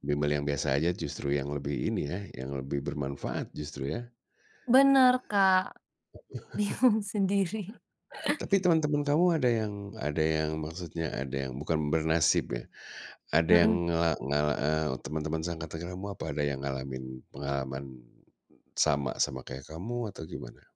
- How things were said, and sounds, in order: laughing while speaking: "bingung sendiri"; chuckle
- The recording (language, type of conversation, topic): Indonesian, podcast, Pernahkah kamu mengalami kegagalan dan belajar dari pengalaman itu?